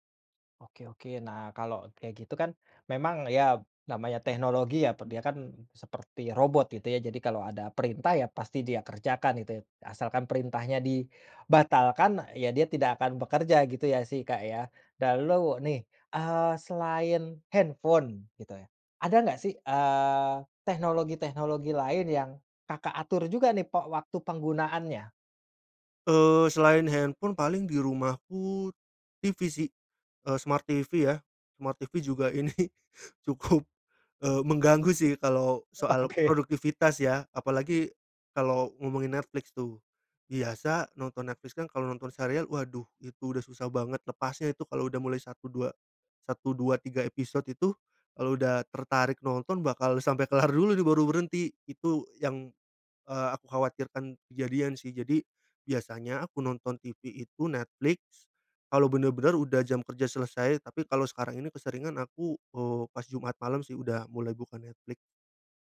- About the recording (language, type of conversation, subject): Indonesian, podcast, Apa saja trik sederhana untuk mengatur waktu penggunaan teknologi?
- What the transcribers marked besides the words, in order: "lalu" said as "dalu"; in English: "smart TV"; in English: "smart TV"; laughing while speaking: "ini cukup"; laughing while speaking: "Oke"